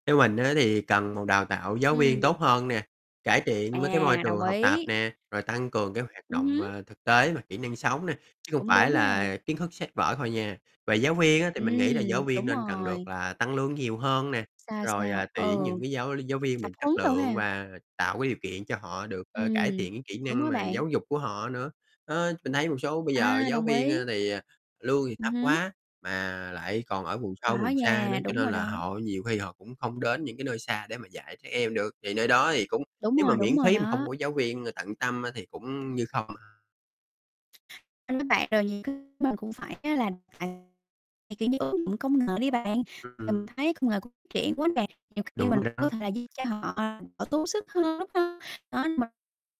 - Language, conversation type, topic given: Vietnamese, unstructured, Bạn cảm thấy thế nào khi thấy trẻ em được học tập miễn phí?
- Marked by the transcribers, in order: tapping; distorted speech; other background noise; unintelligible speech